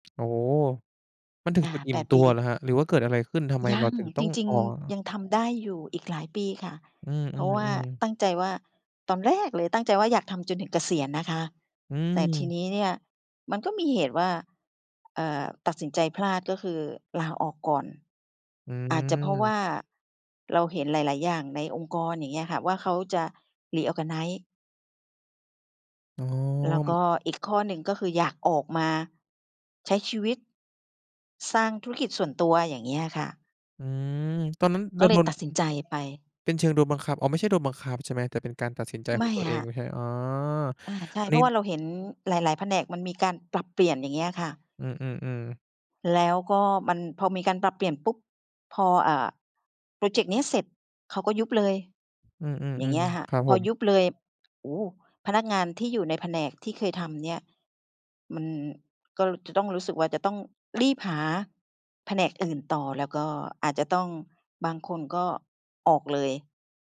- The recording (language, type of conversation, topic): Thai, advice, ฉันควรเริ่มอย่างไรเพื่อกลับมารู้สึกสนุกกับสิ่งที่เคยชอบอีกครั้ง?
- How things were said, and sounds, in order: tapping; other background noise; in English: "Reorganize"